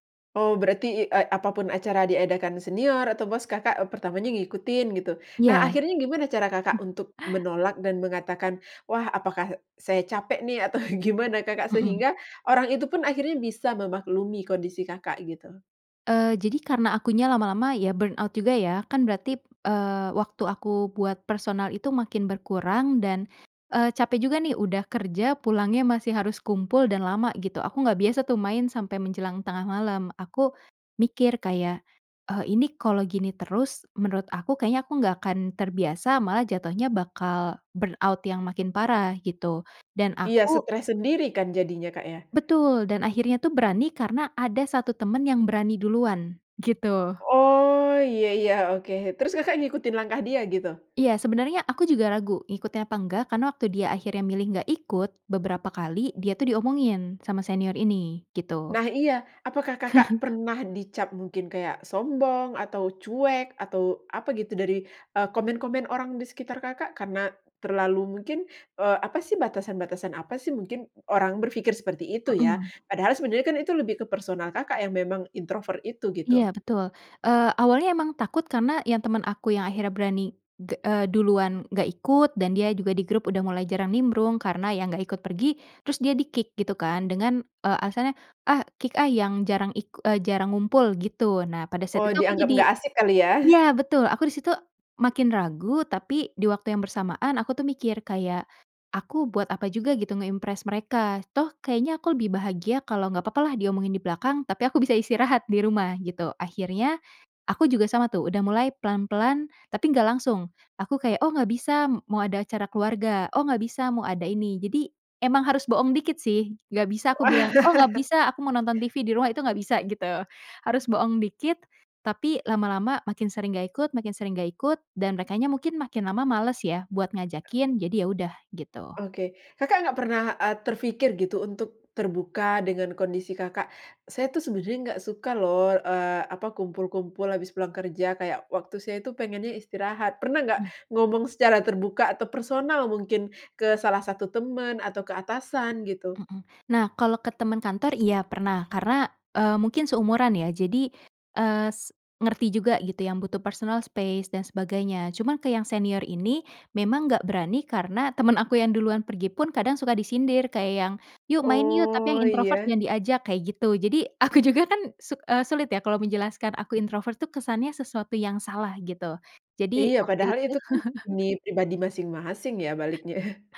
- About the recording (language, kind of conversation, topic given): Indonesian, podcast, Bagaimana menyampaikan batasan tanpa terdengar kasar atau dingin?
- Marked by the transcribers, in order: chuckle; laughing while speaking: "atau"; in English: "burn out"; in English: "burn out"; chuckle; in English: "di-kick"; in English: "kick"; in English: "nge-impress"; laughing while speaking: "Wah"; chuckle; other background noise; in English: "space"; laughing while speaking: "aku juga kan"; chuckle; chuckle